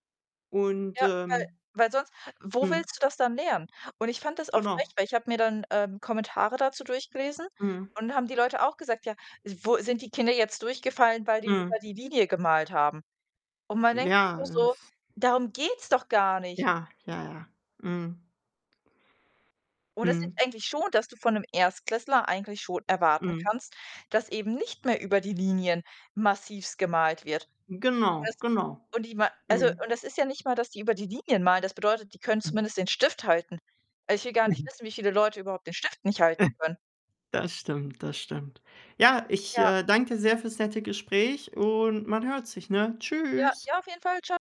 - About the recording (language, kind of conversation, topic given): German, unstructured, Wie stellst du dir deinen Traumjob vor?
- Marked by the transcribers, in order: tapping; other background noise; distorted speech